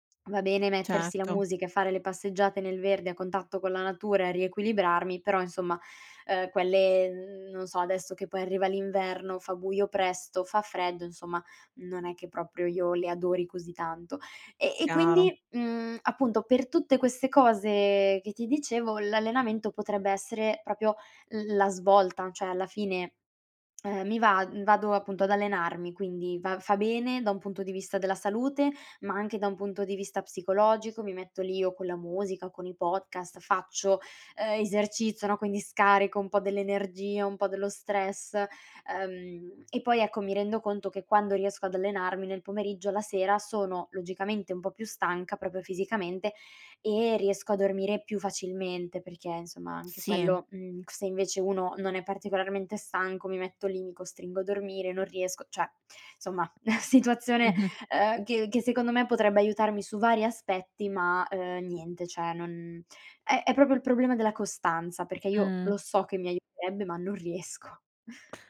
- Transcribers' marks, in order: "insomma" said as "nsomma"; "proprio" said as "propio"; in English: "podcast"; other background noise; tapping; "insomma" said as "nsomma"; laughing while speaking: "situazione"; laughing while speaking: "riesco"
- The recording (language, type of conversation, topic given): Italian, advice, Quali difficoltà incontri nel mantenere una routine di allenamento costante?